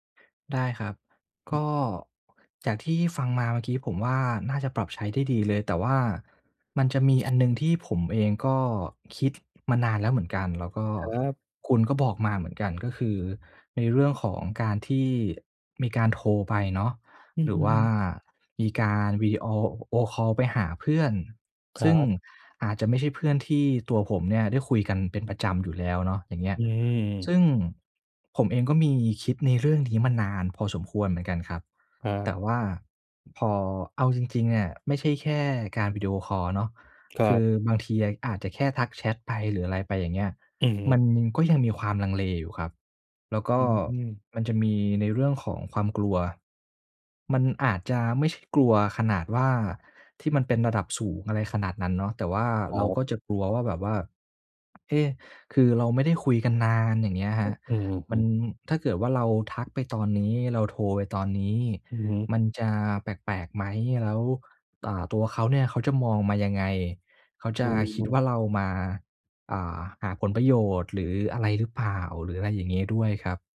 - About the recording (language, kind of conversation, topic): Thai, advice, ทำไมฉันถึงรู้สึกว่าถูกเพื่อนละเลยและโดดเดี่ยวในกลุ่ม?
- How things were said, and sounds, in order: other background noise; "วิดีโอคอล" said as "วิดีออลโอคอล"